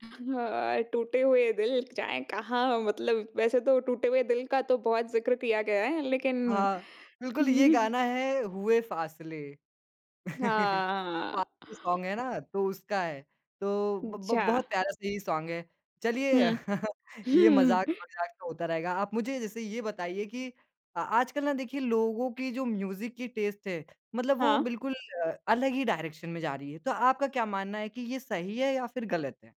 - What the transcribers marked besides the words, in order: laughing while speaking: "हाँ"; chuckle; laugh; unintelligible speech; in English: "सॉन्ग"; in English: "सॉन्ग"; laugh; chuckle; in English: "टेस्ट"; in English: "डायरेक्शन"
- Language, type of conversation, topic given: Hindi, podcast, आजकल लोगों की संगीत पसंद कैसे बदल रही है?